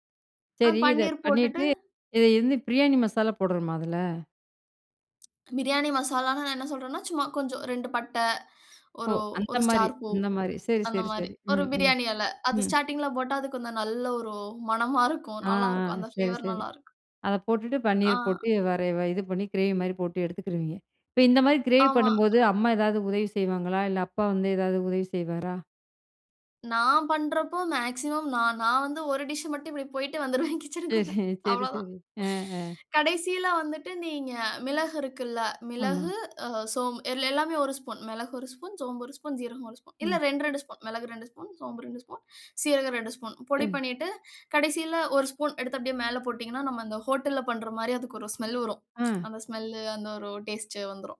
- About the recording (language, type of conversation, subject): Tamil, podcast, வழக்கமான சமையல் முறைகள் மூலம் குடும்பம் எவ்வாறு இணைகிறது?
- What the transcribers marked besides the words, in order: other background noise; laughing while speaking: "மணமா இருக்கும்"; in English: "ஃப்ளேவர்"; laughing while speaking: "டிஷ் மட்டும் இப்பிடி போயிட்டு வந்துருவேன் கிட்சனுக்குள்ள அவ்வள தான்"; laughing while speaking: "சரி"; tsk